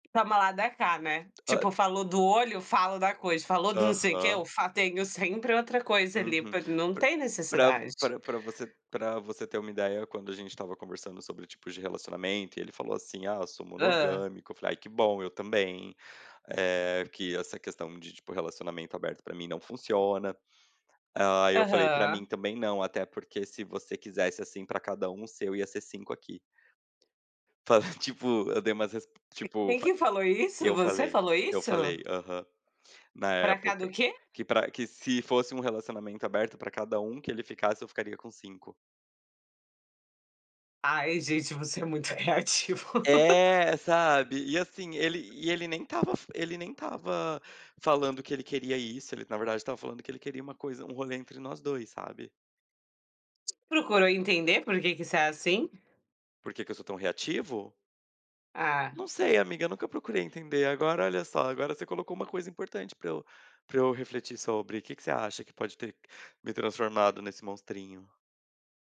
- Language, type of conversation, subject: Portuguese, unstructured, Como você define um relacionamento saudável?
- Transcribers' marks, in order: tapping; laughing while speaking: "Falei tipo"; laugh